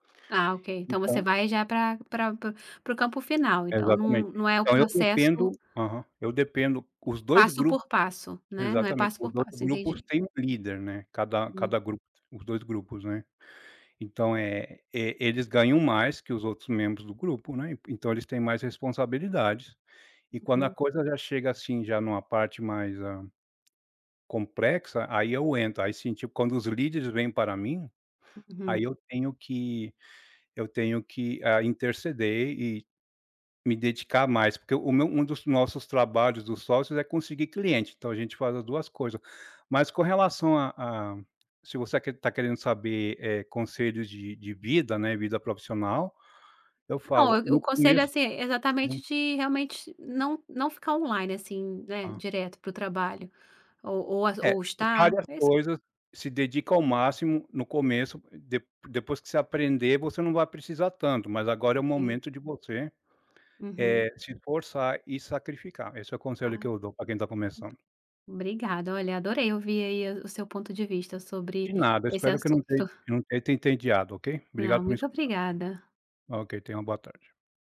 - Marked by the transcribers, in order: other noise; tapping
- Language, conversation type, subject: Portuguese, podcast, Você sente pressão para estar sempre disponível online e como lida com isso?